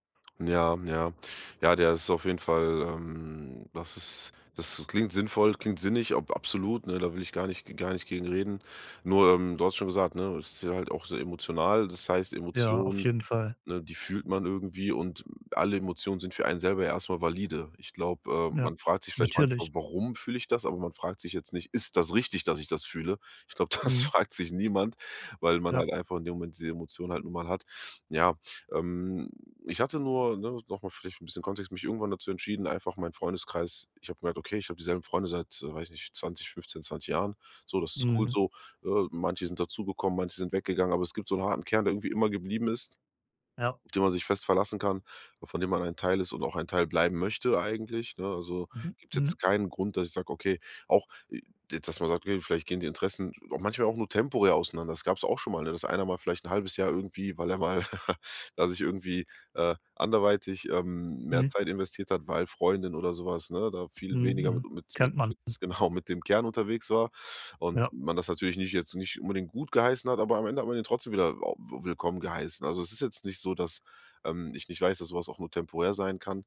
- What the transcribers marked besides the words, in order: other background noise; laughing while speaking: "das"; chuckle; laughing while speaking: "genau"; snort
- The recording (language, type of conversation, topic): German, advice, Wie kann ich mein Umfeld nutzen, um meine Gewohnheiten zu ändern?